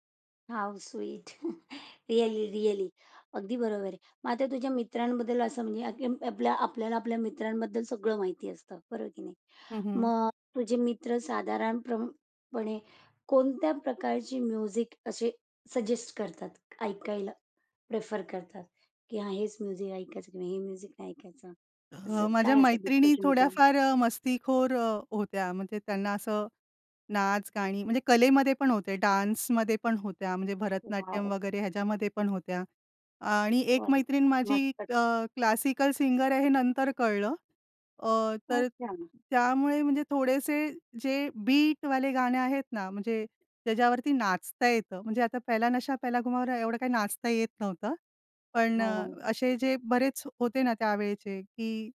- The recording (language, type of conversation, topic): Marathi, podcast, मित्रांमुळे तुम्हाला कधी नवीन संगीताची ओळख झाली आहे का?
- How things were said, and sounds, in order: in English: "हाऊ स्वीट!"; chuckle; in English: "म्युझिक"; other background noise; in English: "म्युझिक"; in English: "म्युझिक"; in English: "डान्समध्ये"; tapping; stressed: "बीटवाले"